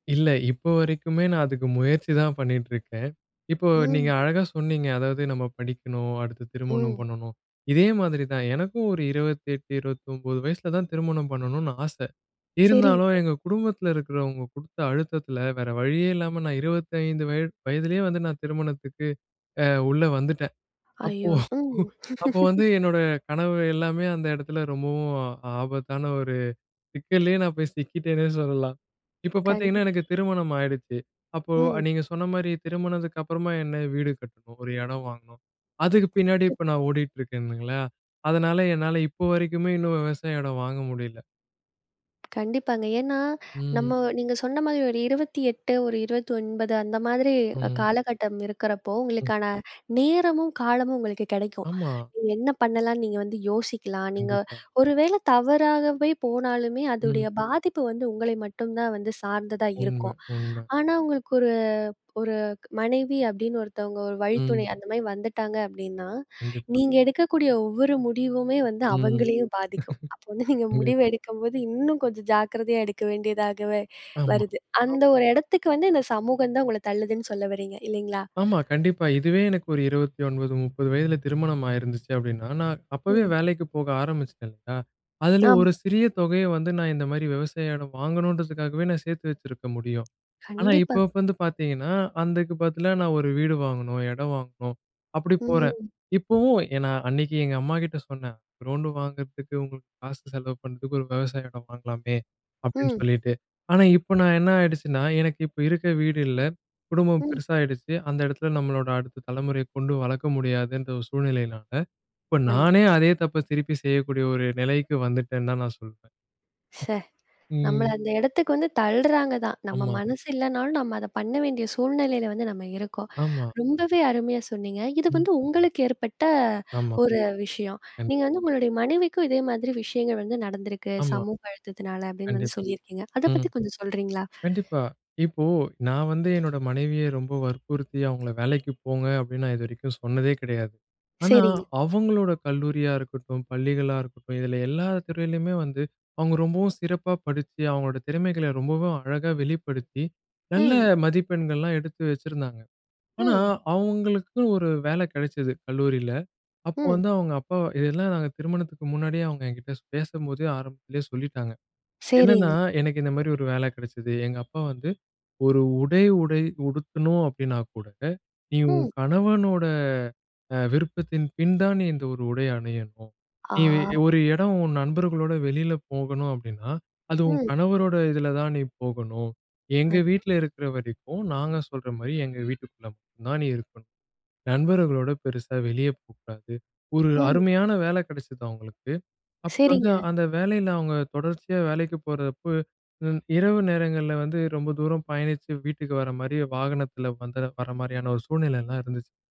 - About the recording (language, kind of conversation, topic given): Tamil, podcast, இந்திய குடும்பமும் சமூகமும் தரும் அழுத்தங்களை நீங்கள் எப்படிச் சமாளிக்கிறீர்கள்?
- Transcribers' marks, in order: unintelligible speech; horn; laughing while speaking: "வயதிலயே வந்து நான் திருமணத்துக்கு அ … போய் சிக்கிட்டேன்னே சொல்லலாம்"; chuckle; laugh; other noise; other background noise; background speech; drawn out: "ம்"; chuckle; unintelligible speech; unintelligible speech; "அந்ததுக்கு" said as "அந்துக்கு"; in English: "க்ரௌண்ட்"; drawn out: "ம்"; "வேலை" said as "வேல"; drawn out: "ஆ"; unintelligible speech